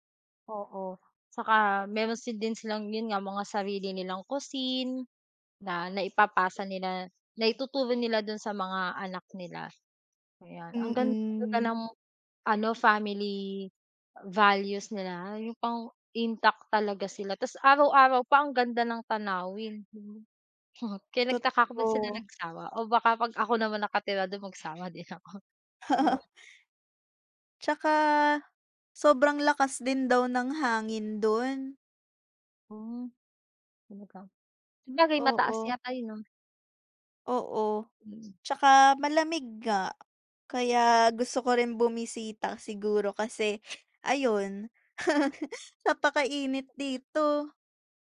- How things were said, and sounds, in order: other background noise; in English: "cuisine"; unintelligible speech; laugh; laugh
- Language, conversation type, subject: Filipino, unstructured, Paano nakaaapekto ang heograpiya ng Batanes sa pamumuhay ng mga tao roon?